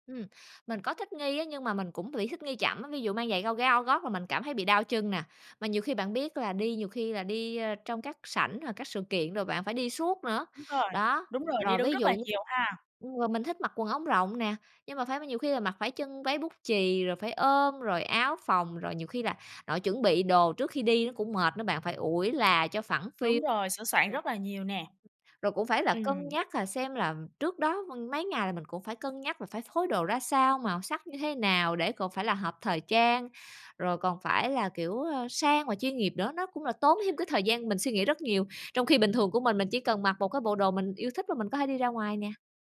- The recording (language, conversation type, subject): Vietnamese, advice, Bạn có bao giờ cảm thấy mình phải ăn mặc hoặc thay đổi ngoại hình để phù hợp với người khác không?
- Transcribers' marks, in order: tapping; "cao-" said as "gao"; "cao" said as "gao"; other background noise; unintelligible speech